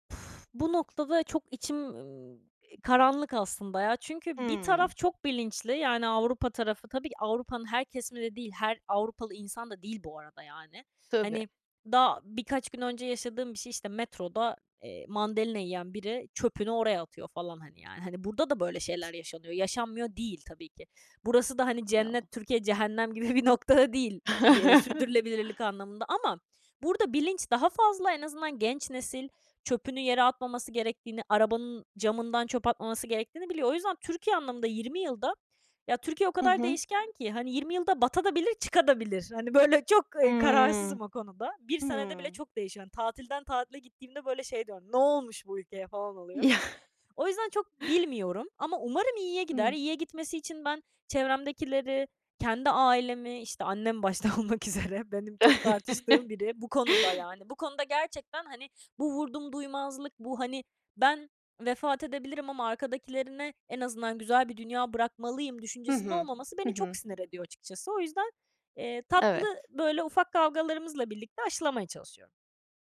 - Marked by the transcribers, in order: blowing; unintelligible speech; other background noise; laughing while speaking: "gibi bir noktada değil"; chuckle; laughing while speaking: "böyle çok, eee"; chuckle; laughing while speaking: "olmak üzere"; chuckle
- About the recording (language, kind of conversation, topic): Turkish, podcast, Günlük hayatta atıkları azaltmak için neler yapıyorsun, anlatır mısın?